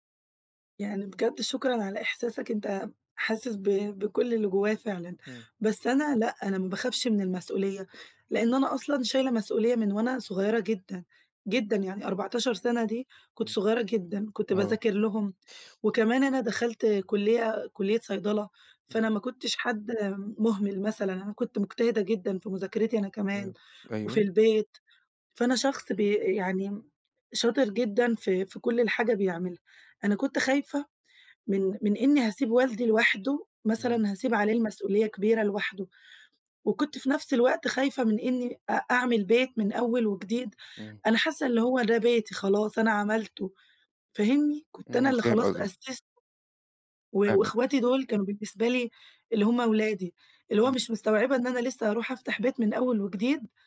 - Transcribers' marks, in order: unintelligible speech
- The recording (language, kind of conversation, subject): Arabic, advice, صعوبة قبول التغيير والخوف من المجهول